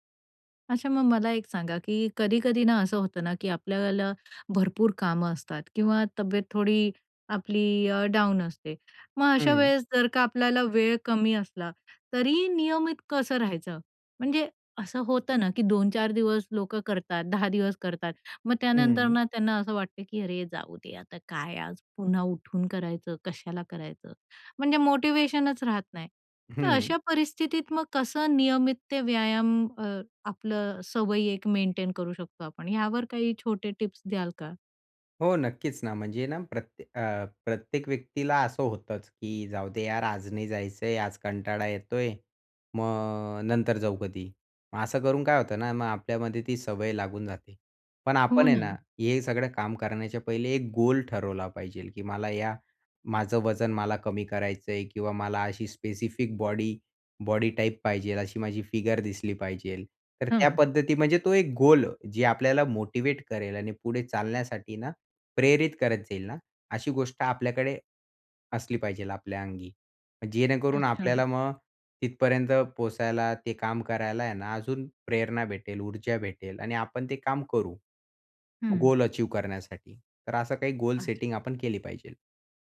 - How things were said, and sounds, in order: in English: "डाऊन"; in English: "मोटिवेशनच"; in English: "स्पेसिफिक"; in English: "फिगर"; in English: "मोटिवेट"
- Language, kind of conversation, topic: Marathi, podcast, जिम उपलब्ध नसेल तर घरी कोणते व्यायाम कसे करावेत?